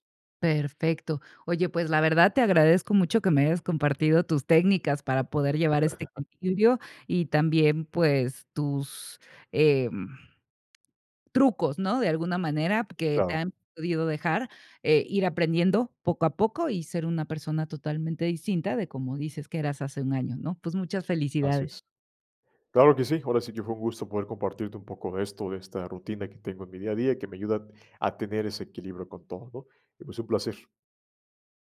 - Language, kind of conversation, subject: Spanish, podcast, ¿Cómo combinas el trabajo, la familia y el aprendizaje personal?
- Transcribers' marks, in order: tapping; laugh